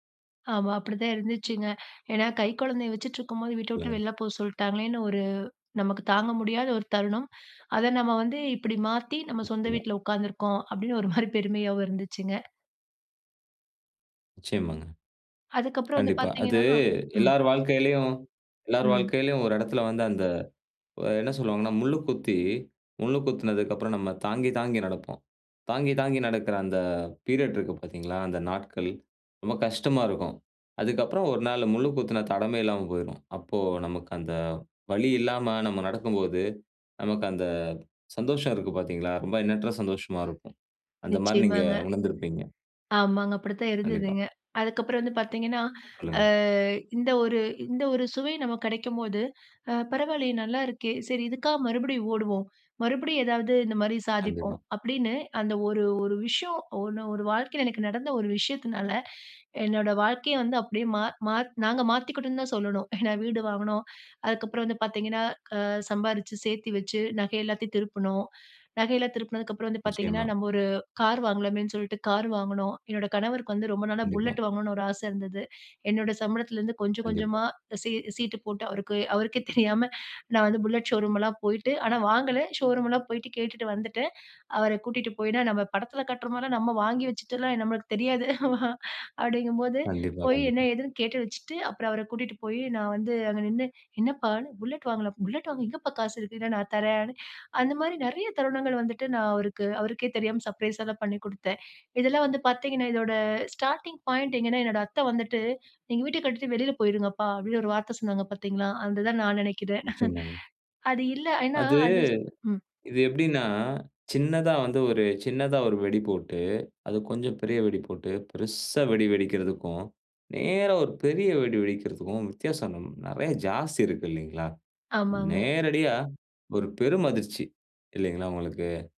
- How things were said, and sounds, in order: chuckle; in English: "பீரியட்"; drawn out: "அ"; chuckle; laughing while speaking: "அவருக்கே தெரியாம"; in English: "ஷோரூம்லாம்"; in English: "ஷோரூம்லாம்"; laugh; in English: "சர்ப்ரைஸா"; in English: "ஸ்டார்ட்டிங் பாயிண்ட்"; chuckle; drawn out: "அது"
- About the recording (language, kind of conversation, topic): Tamil, podcast, உங்கள் வாழ்க்கையை மாற்றிய ஒரு தருணம் எது?